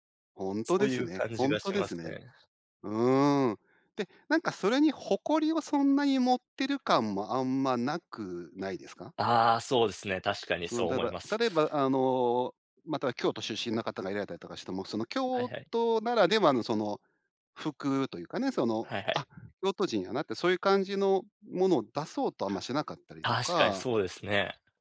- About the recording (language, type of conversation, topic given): Japanese, podcast, 文化を尊重する服選びってどうする？
- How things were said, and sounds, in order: none